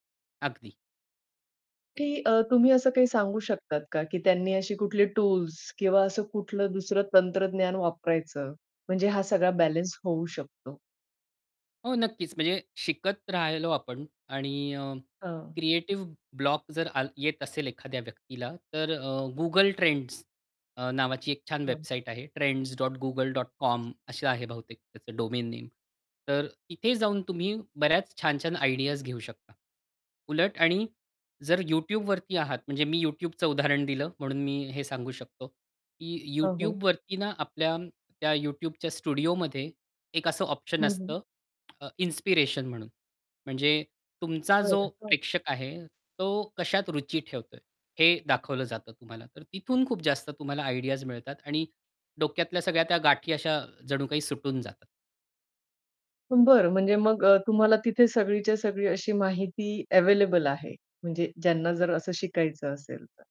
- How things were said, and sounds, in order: unintelligible speech; in English: "आयडियाज"; in English: "स्टुडिओमध्ये"; tapping; distorted speech; in English: "आयडियाज"
- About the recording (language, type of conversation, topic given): Marathi, podcast, सर्जनशीलतेचा अडथळा आला की तुम्ही काय करता?